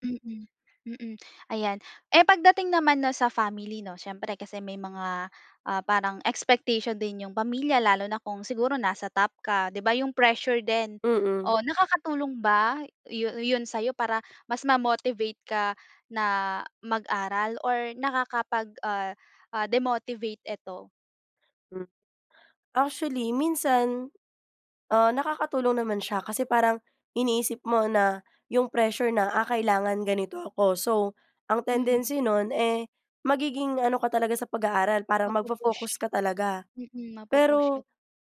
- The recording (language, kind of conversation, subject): Filipino, podcast, Paano mo nilalabanan ang katamaran sa pag-aaral?
- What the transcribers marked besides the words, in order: in English: "ma-motivate"; in English: "demotivate"